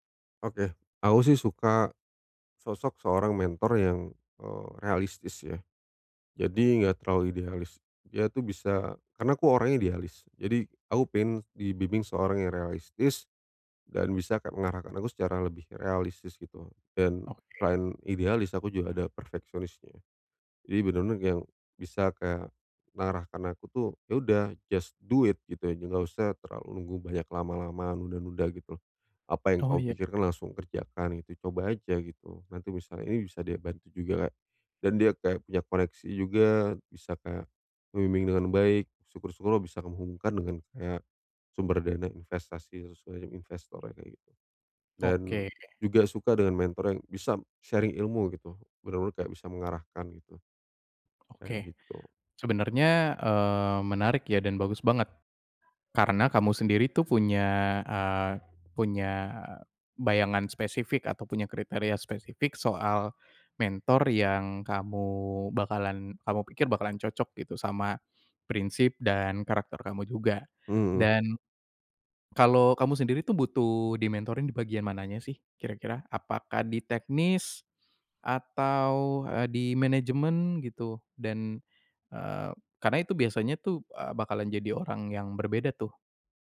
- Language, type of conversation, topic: Indonesian, advice, Bagaimana cara menemukan mentor yang tepat untuk membantu perkembangan karier saya?
- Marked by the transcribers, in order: in English: "just do it"; in English: "sharing"